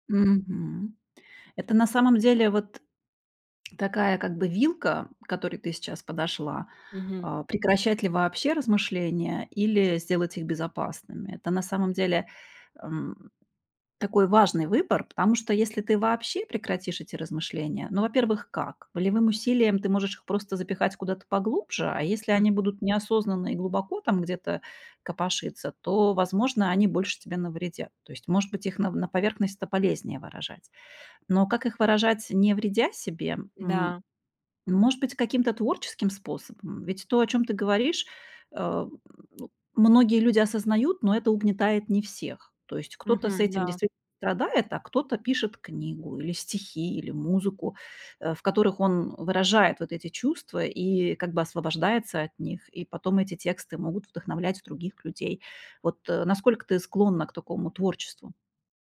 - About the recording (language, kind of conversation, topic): Russian, advice, Как вы переживаете кризис середины жизни и сомнения в смысле жизни?
- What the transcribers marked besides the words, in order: other background noise; tapping